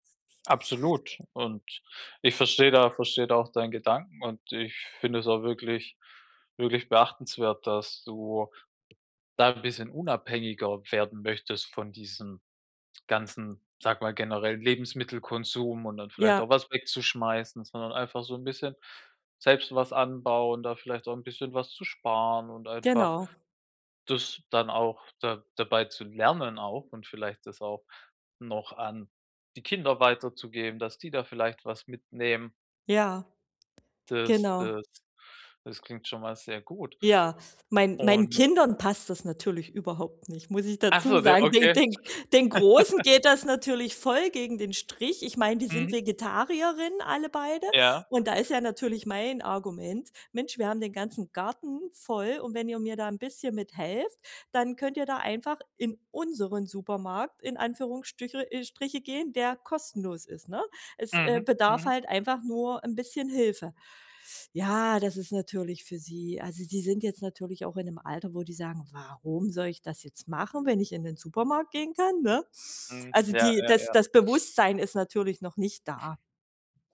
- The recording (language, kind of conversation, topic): German, advice, Wie kann ich meine Konsumgewohnheiten ändern, ohne Lebensqualität einzubüßen?
- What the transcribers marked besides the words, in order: other background noise; tapping; stressed: "lernen"; chuckle; stressed: "unseren"